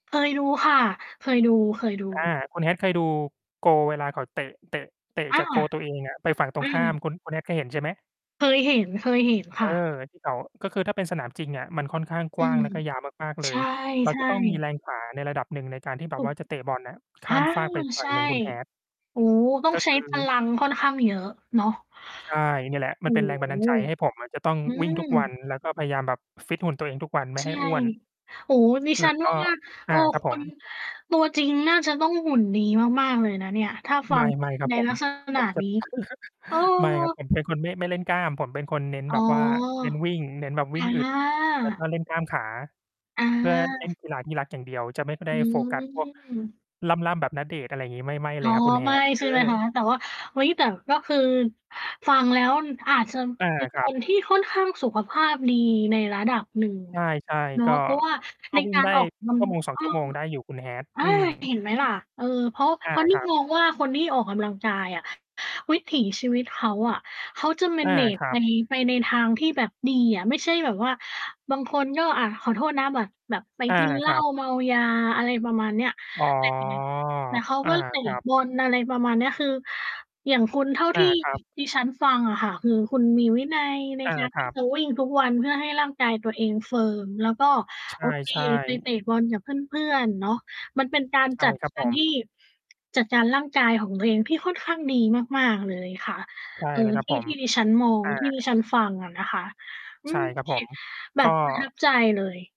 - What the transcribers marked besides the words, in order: distorted speech; chuckle; tapping; mechanical hum; in English: "manage"; drawn out: "อ๋อ"; static; unintelligible speech
- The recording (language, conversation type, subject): Thai, unstructured, คุณคิดว่าการออกกำลังกายสำคัญต่อชีวิตประจำวันของคุณมากแค่ไหน?